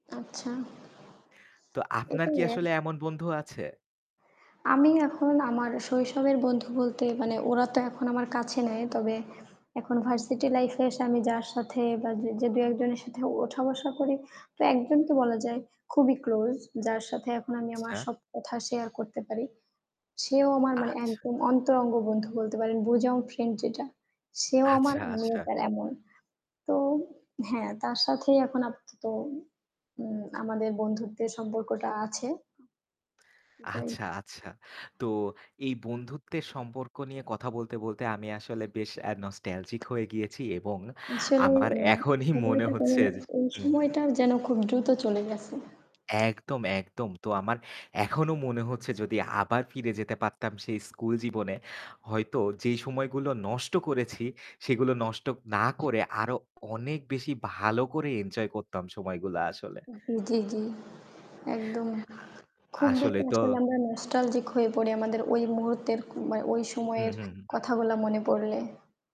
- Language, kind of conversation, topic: Bengali, unstructured, শৈশবে কোন বন্ধুর সঙ্গে কাটানো সময় আপনাকে সবচেয়ে বেশি আনন্দ দিত?
- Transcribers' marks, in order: static; "আচ্ছা" said as "চ্ছা"; other background noise; distorted speech; unintelligible speech; laughing while speaking: "এখনই"; tapping